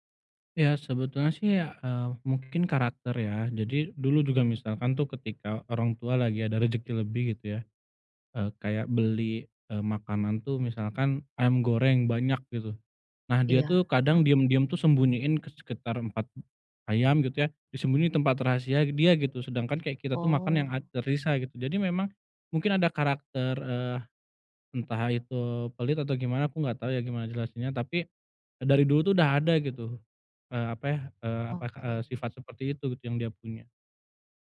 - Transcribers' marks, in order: "tersisa" said as "terisa"
- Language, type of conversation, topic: Indonesian, advice, Bagaimana cara bangkit setelah merasa ditolak dan sangat kecewa?